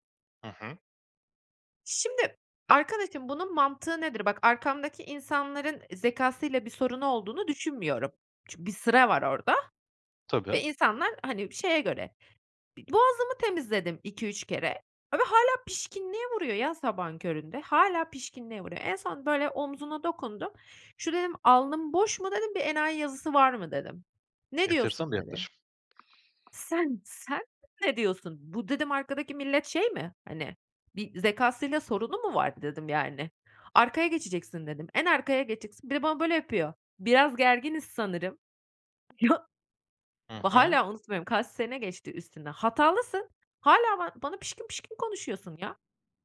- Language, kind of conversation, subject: Turkish, advice, Açlık veya stresliyken anlık dürtülerimle nasıl başa çıkabilirim?
- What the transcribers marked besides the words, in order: other background noise